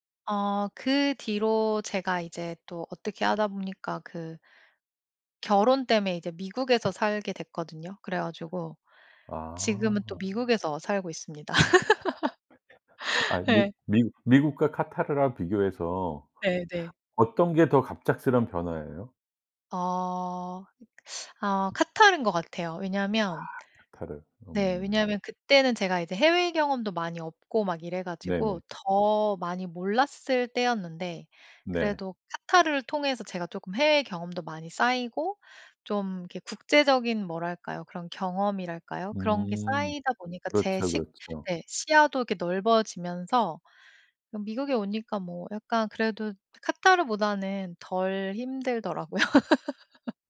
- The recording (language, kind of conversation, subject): Korean, podcast, 갑자기 환경이 바뀌었을 때 어떻게 적응하셨나요?
- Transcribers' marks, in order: other background noise; laugh; tapping; laugh